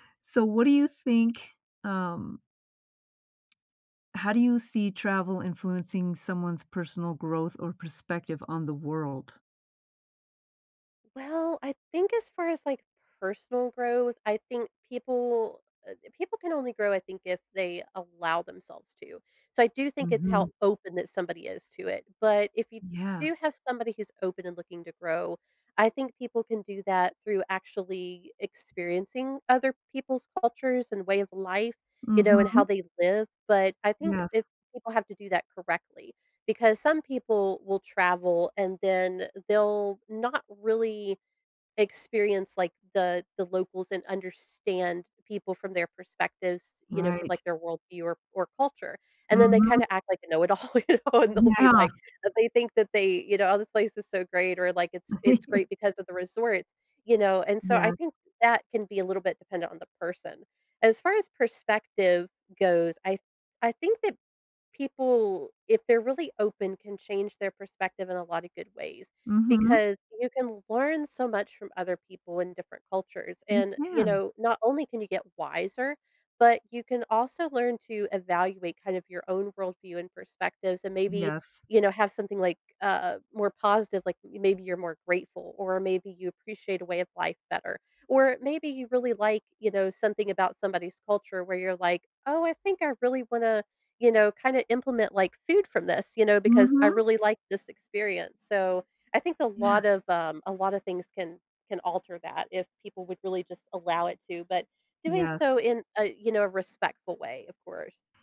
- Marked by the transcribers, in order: tapping; other background noise; laughing while speaking: "all, you know"; chuckle
- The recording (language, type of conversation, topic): English, podcast, How does exploring new places impact the way we see ourselves and the world?
- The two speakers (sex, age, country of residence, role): female, 30-34, United States, guest; female, 60-64, United States, host